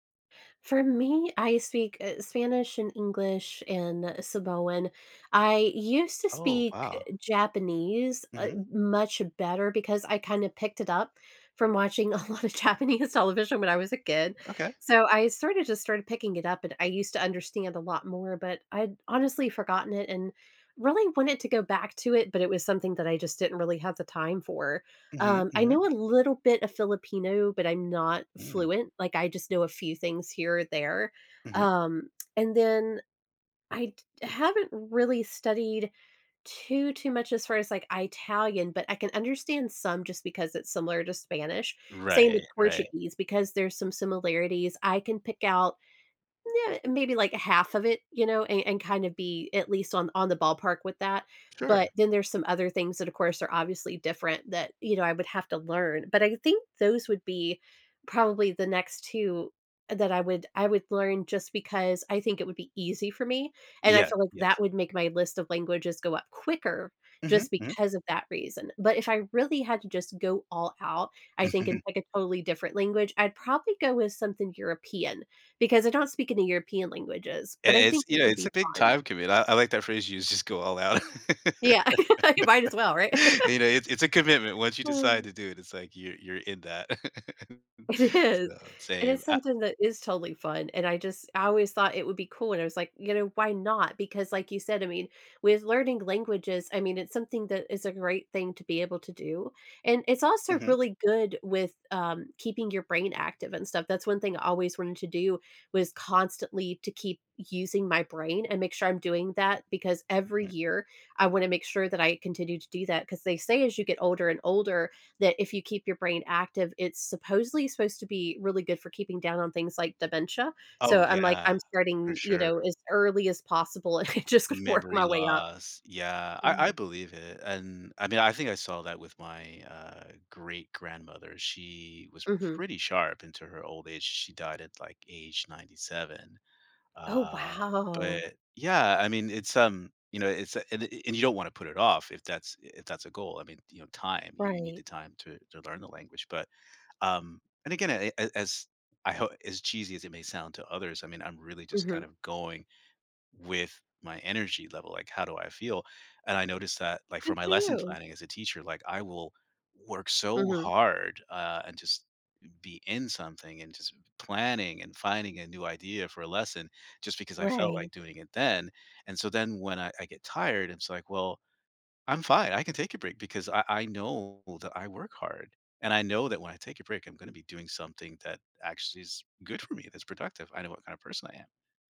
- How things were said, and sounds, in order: tapping; laughing while speaking: "a lot of Japanese television when I was a kid"; lip smack; chuckle; laugh; laughing while speaking: "You might as well, right?"; laugh; sigh; laughing while speaking: "It is"; laugh; laughing while speaking: "and I'm just going to work my way up"; drawn out: "wow"
- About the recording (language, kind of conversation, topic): English, unstructured, When should I push through discomfort versus resting for my health?